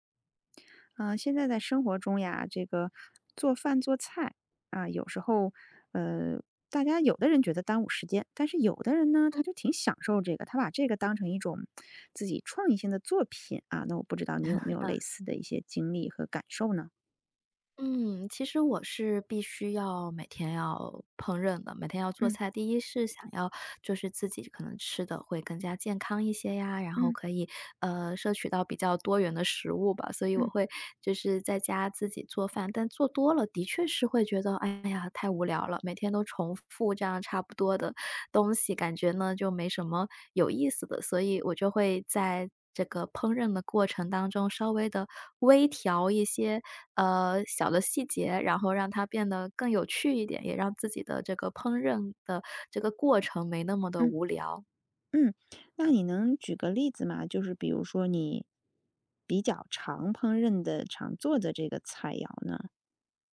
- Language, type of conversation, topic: Chinese, podcast, 你会把烹饪当成一种创作吗？
- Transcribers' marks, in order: tapping; tsk; laugh